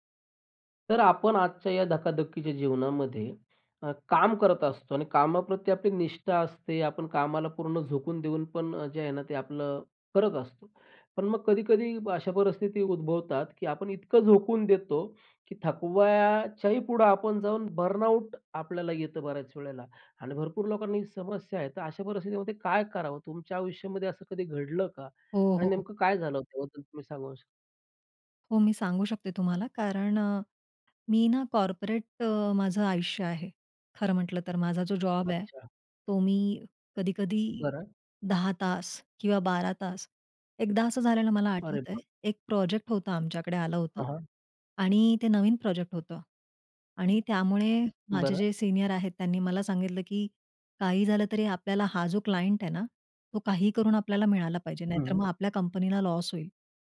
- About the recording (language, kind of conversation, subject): Marathi, podcast, मानसिक थकवा
- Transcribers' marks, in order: in English: "बर्नआउट"; tapping; in English: "कॉर्पोरेट"; in English: "क्लायंट"